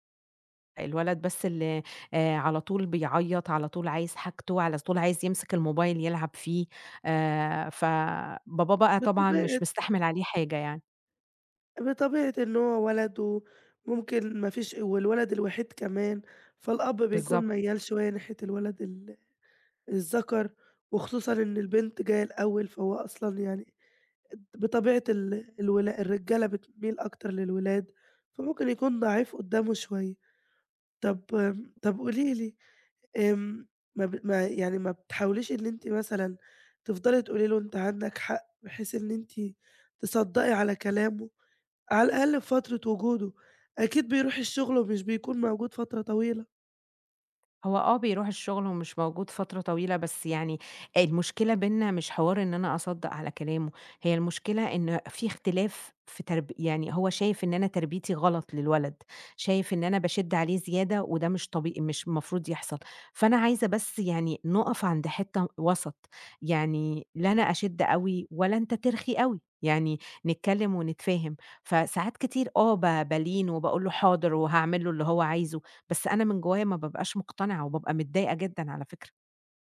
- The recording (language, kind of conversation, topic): Arabic, advice, إزاي نحلّ خلافاتنا أنا وشريكي عن تربية العيال وقواعد البيت؟
- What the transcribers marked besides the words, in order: none